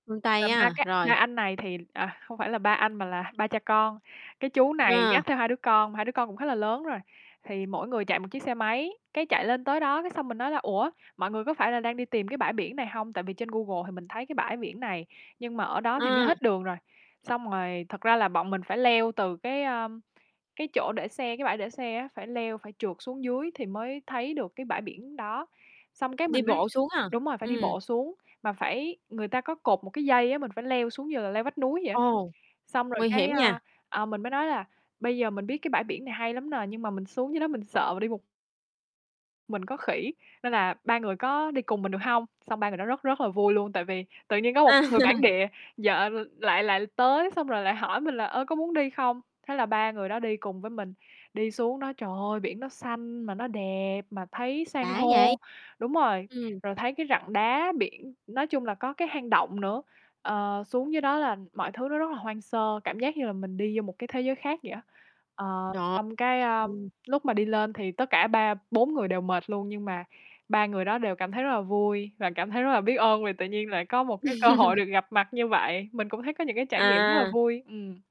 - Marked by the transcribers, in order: other background noise; tapping; laughing while speaking: "À"; static; distorted speech; chuckle
- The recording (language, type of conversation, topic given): Vietnamese, podcast, Kỷ niệm đáng nhớ nhất của bạn liên quan đến sở thích này là gì?